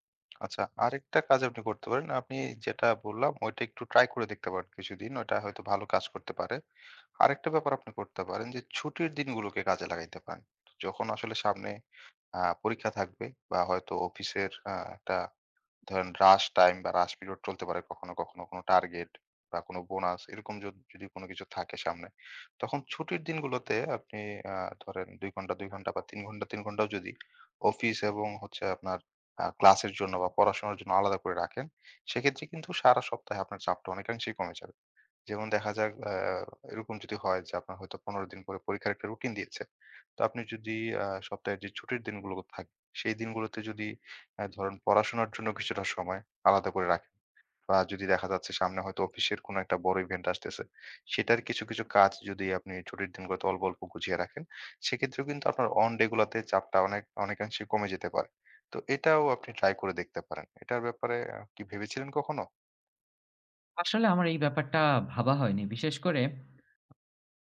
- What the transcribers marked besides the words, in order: "পারেন" said as "পার্ন"; "একটা" said as "টা"; in English: "rush time"; in English: "rush period"; tapping; "গুছিয়ে" said as "গুজিয়ে"; in English: "one day"
- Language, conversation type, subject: Bengali, advice, কাজের চাপ অনেক বেড়ে যাওয়ায় আপনার কি বারবার উদ্বিগ্ন লাগছে?